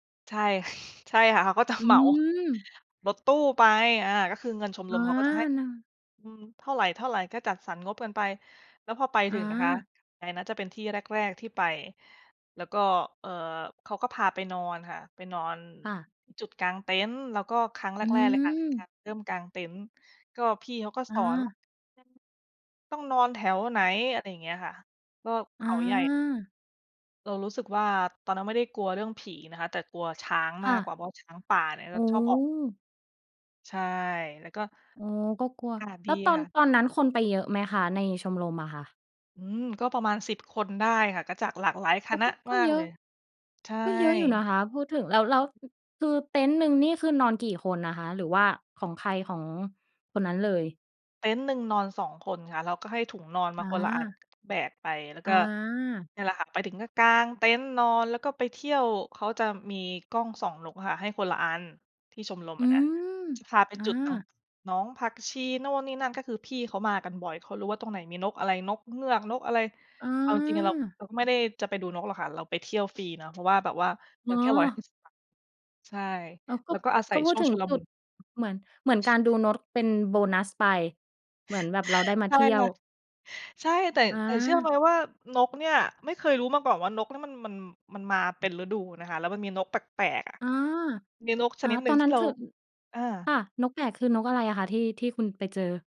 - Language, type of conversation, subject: Thai, podcast, เล่าเหตุผลที่ทำให้คุณรักธรรมชาติได้ไหม?
- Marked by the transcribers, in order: chuckle; laughing while speaking: "จะ"; other background noise; unintelligible speech; "นก" said as "นด"; chuckle